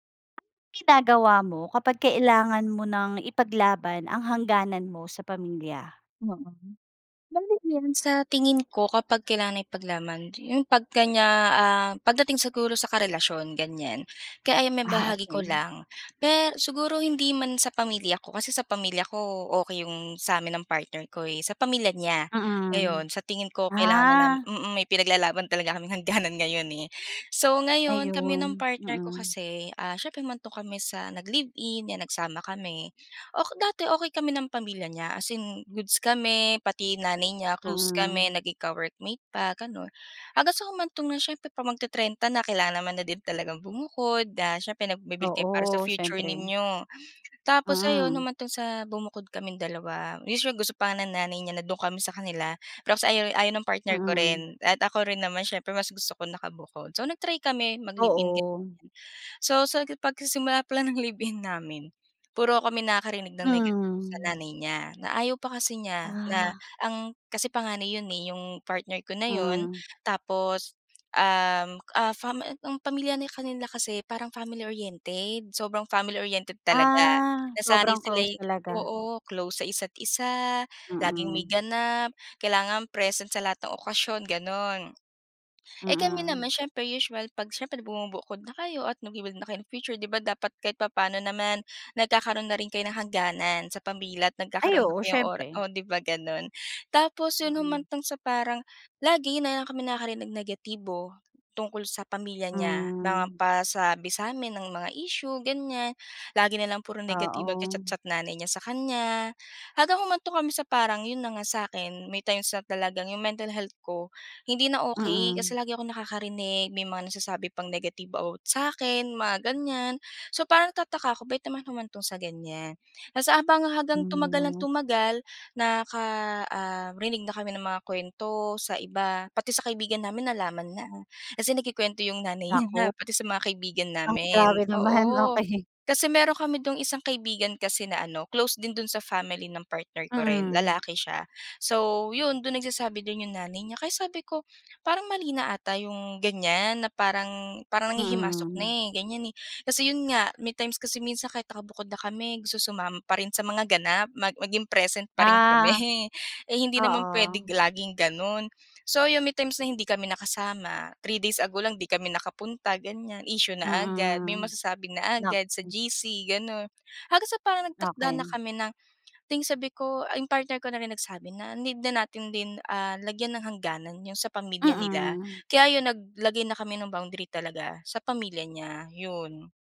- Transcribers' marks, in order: unintelligible speech; gasp; gasp; joyful: "kaming hanganan ngayon eh"; gasp; gasp; gasp; gasp; unintelligible speech; gasp; gasp; joyful: "live-in namin"; gasp; gasp; gasp; gasp; gasp; gasp; gasp; gasp; gasp; laughing while speaking: "grabe naman. Okey"; gasp; joyful: "kami"; gasp
- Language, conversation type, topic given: Filipino, podcast, Ano ang ginagawa mo kapag kailangan mong ipaglaban ang personal mong hangganan sa pamilya?